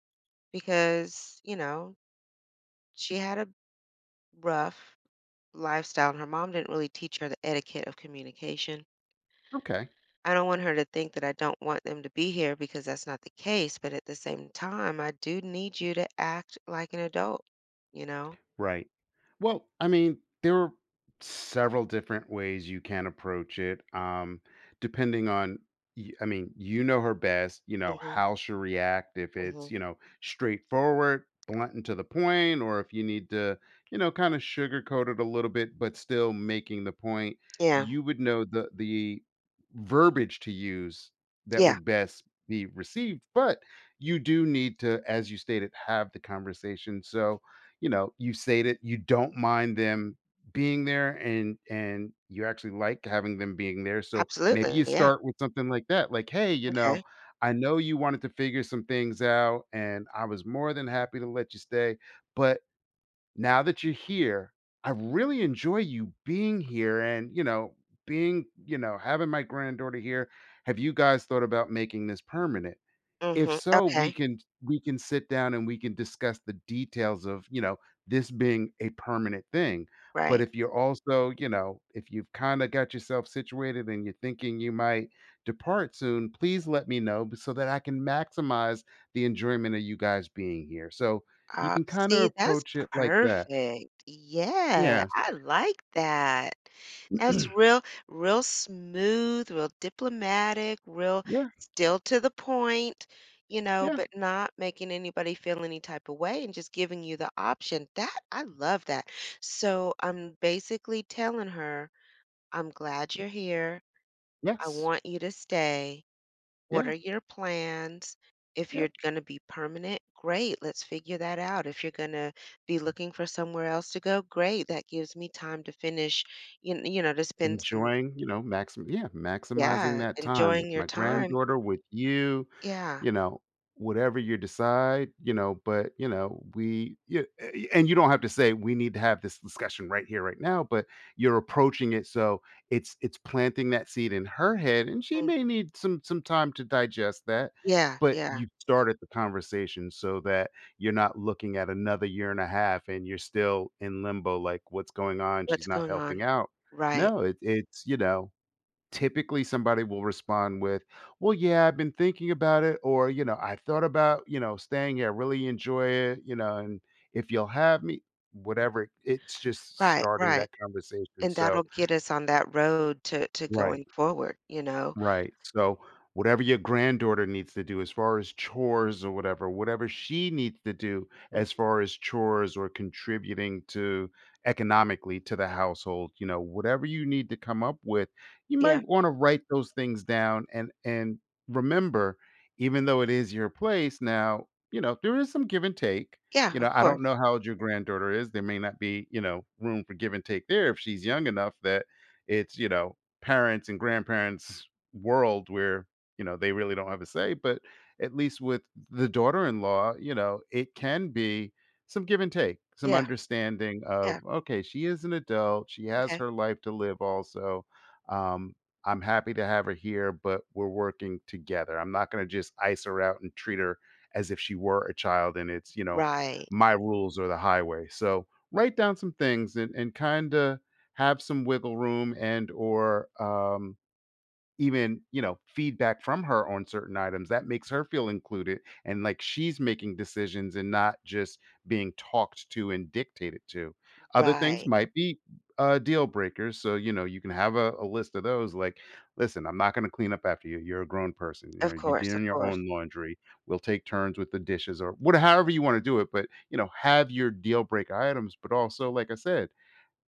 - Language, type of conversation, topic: English, advice, How can I stop a friend from taking advantage of my help?
- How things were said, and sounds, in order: stressed: "rough lifestyle"; tapping; stressed: "verbiage"; throat clearing; other background noise; stressed: "she"